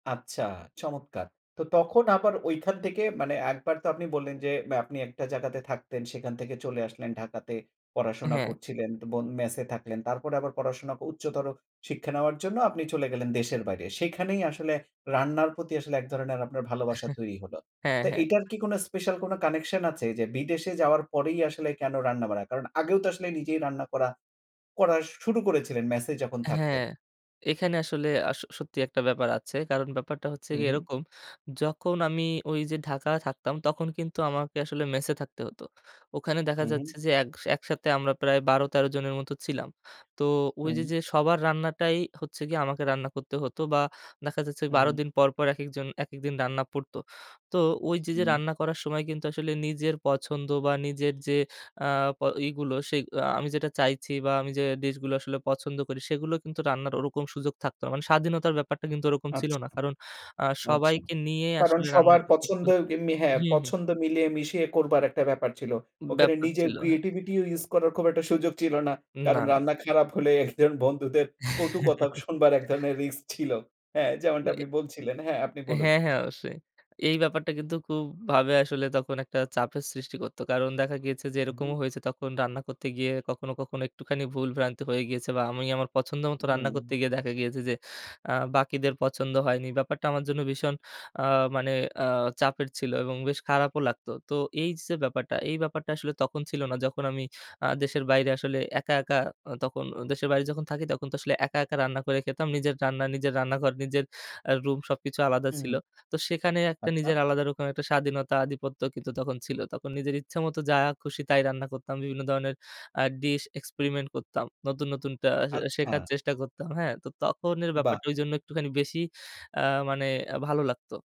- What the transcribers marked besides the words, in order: tapping; "যখন" said as "যকন"; laughing while speaking: "একজন বন্ধুদের কটু কথা শুনবার … যেমনটা আপনি বলছিলেন"; chuckle
- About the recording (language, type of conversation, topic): Bengali, podcast, রান্না আপনার কাছে কী মানে রাখে, সেটা কি একটু শেয়ার করবেন?